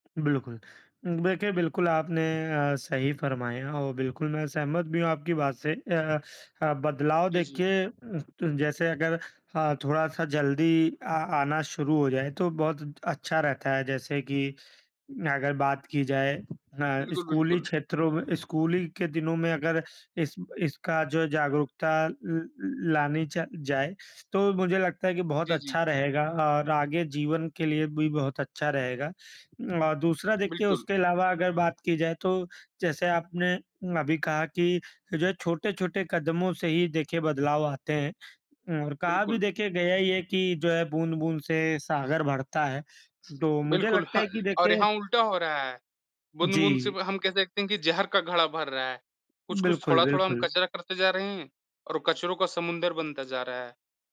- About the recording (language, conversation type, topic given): Hindi, unstructured, क्या पर्यावरण संकट मानवता के लिए सबसे बड़ा खतरा है?
- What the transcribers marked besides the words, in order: none